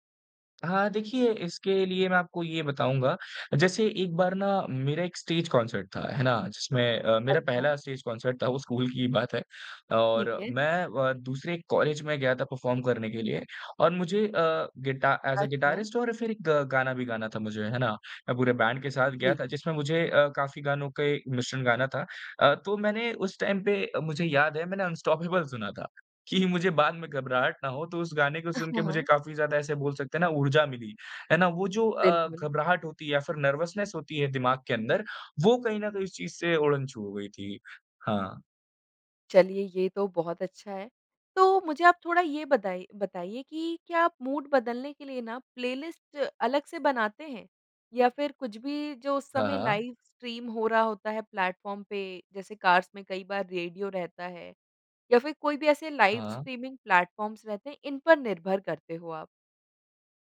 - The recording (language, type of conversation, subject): Hindi, podcast, मूड ठीक करने के लिए आप क्या सुनते हैं?
- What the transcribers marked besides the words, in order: in English: "स्टेज कॉन्सर्ट"; in English: "स्टेज कॉन्सर्ट"; laughing while speaking: "स्कूल की ही बात है"; in English: "परफॉर्म"; in English: "ऐज़ अ गिटारिस्ट"; in English: "बैंड"; in English: "टाइम"; in English: "अनस्टॉपेबल"; laughing while speaking: "सुना था"; chuckle; laughing while speaking: "हाँ हाँ"; in English: "नर्वसनेस"; in English: "मूड"; in English: "प्लेलिस्ट"; in English: "लाइव स्ट्रीम"; in English: "प्लैटफ़ॉर्म"; in English: "कार्स"; in English: "लाइव स्ट्रीमिंग प्लैटफ़ॉर्म्स"